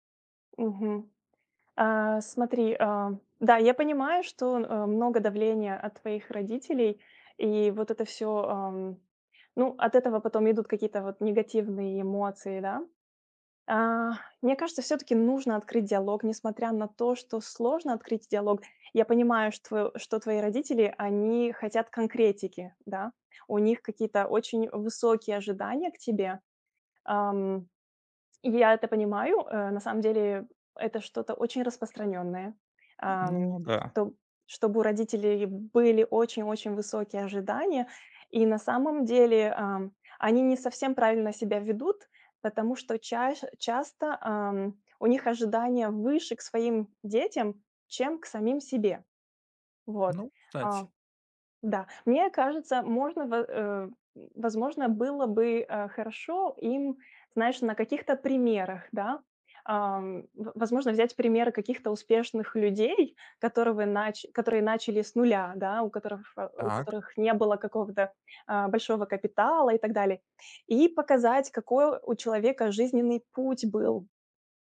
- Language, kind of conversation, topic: Russian, advice, Как перестать бояться разочаровать родителей и начать делать то, что хочу я?
- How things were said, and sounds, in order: tapping